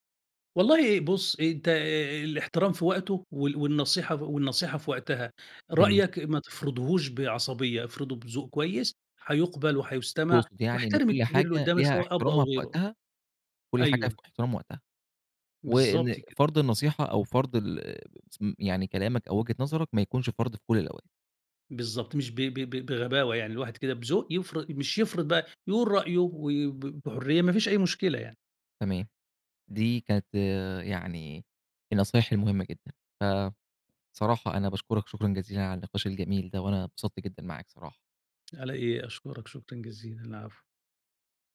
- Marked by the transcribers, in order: tapping
- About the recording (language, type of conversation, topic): Arabic, podcast, إزاي بتحافظ على احترام الكِبير وفي نفس الوقت بتعبّر عن رأيك بحرية؟